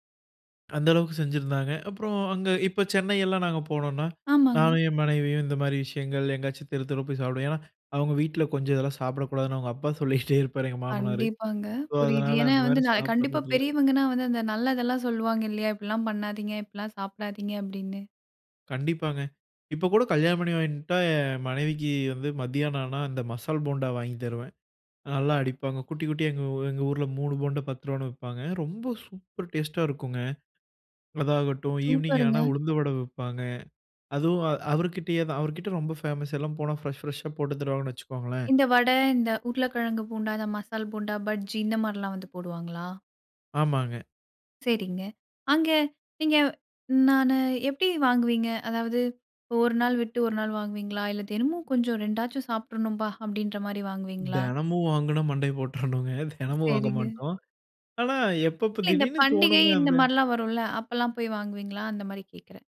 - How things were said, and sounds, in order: laughing while speaking: "சொல்லிகிட்டே இருப்பாரு"; other background noise; laughing while speaking: "மண்டைய போட்றனுங்க. தெனமும் வாங்க மாட்டோம்"
- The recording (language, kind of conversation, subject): Tamil, podcast, அங்குள்ள தெரு உணவுகள் உங்களை முதன்முறையாக எப்படி கவர்ந்தன?